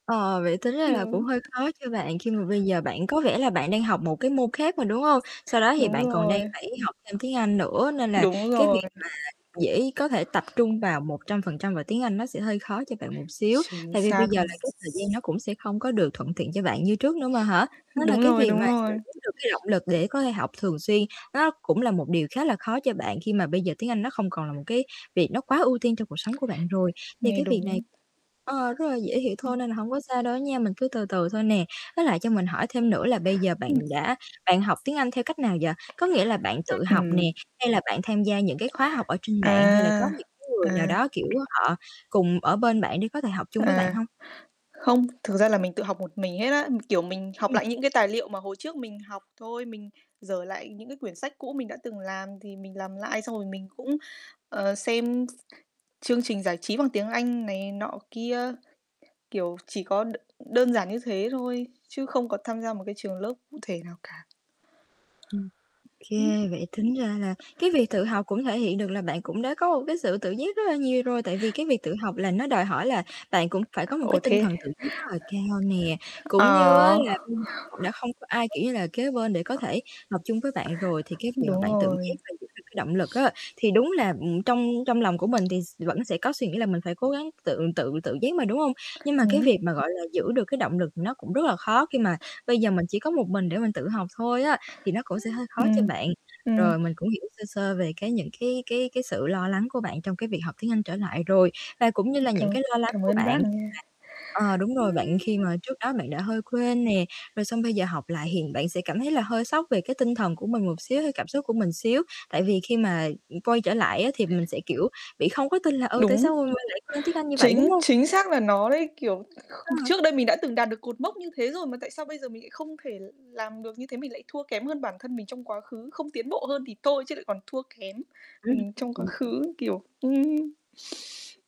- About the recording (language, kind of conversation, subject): Vietnamese, advice, Tôi nên làm gì để duy trì động lực khi tiến độ công việc chững lại?
- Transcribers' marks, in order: static; distorted speech; tapping; unintelligible speech; other background noise; sniff; unintelligible speech; other noise; sniff; unintelligible speech; unintelligible speech; sniff